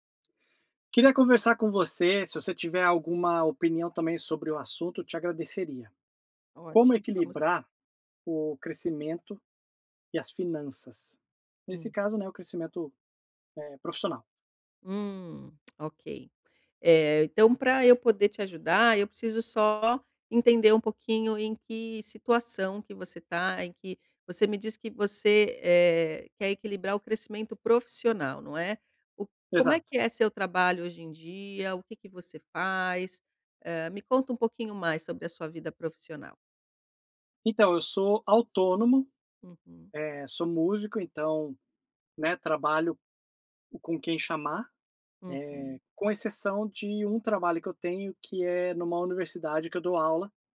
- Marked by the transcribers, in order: none
- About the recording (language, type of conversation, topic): Portuguese, advice, Como equilibrar o crescimento da minha empresa com a saúde financeira?